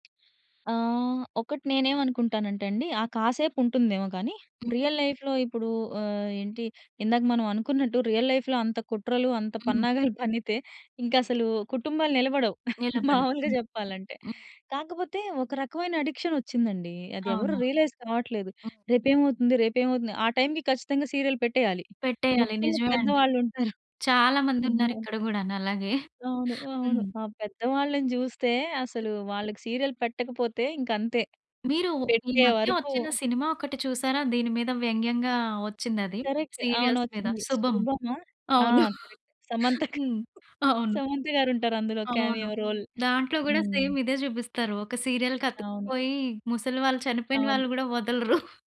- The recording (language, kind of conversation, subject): Telugu, podcast, షోలో మహిళా ప్రతినాయకుల చిత్రీకరణపై మీ అభిప్రాయం ఏమిటి?
- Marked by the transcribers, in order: other background noise; in English: "రియల్ లైఫ్‌లో"; other noise; in English: "రియల్ లైఫ్‌లో"; laughing while speaking: "పన్నాగాలు పన్నితే"; laughing while speaking: "మామూలుగా చెప్పాలంటే"; in English: "అడిక్షన్"; in English: "రియలైస్"; in English: "టైమ్‌కి"; in English: "సీరియల్"; chuckle; in English: "సీరియల్"; in English: "కరెక్ట్"; in English: "సీరియల్స్"; in English: "కరెక్ట్"; laugh; laughing while speaking: "అవును"; in English: "క్యామెయో రోల్"; in English: "సేమ్"; in English: "సీరియల్‌కి"; laugh